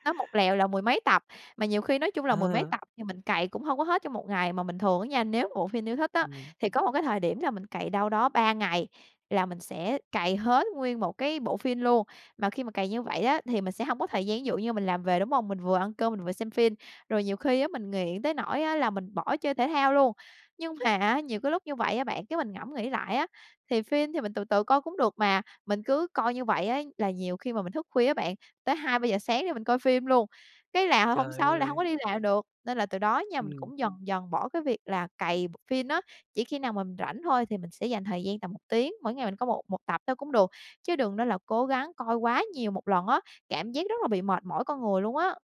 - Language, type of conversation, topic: Vietnamese, podcast, Bạn có những thói quen hằng ngày nào giúp bạn giữ tinh thần thoải mái?
- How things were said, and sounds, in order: tapping; other background noise